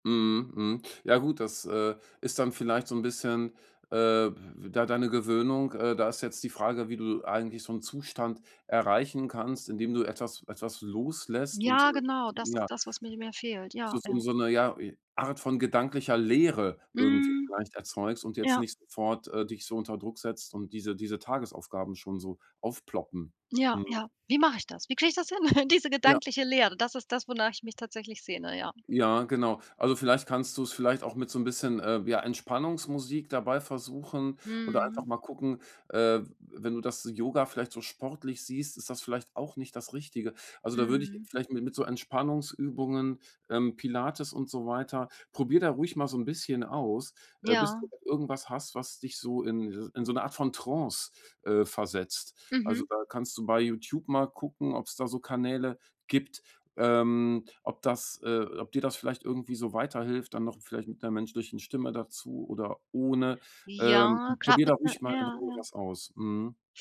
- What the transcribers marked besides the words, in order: unintelligible speech; chuckle; other background noise
- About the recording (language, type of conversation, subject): German, advice, Wie kann ich zu Hause zur Ruhe kommen, wenn meine Gedanken ständig kreisen?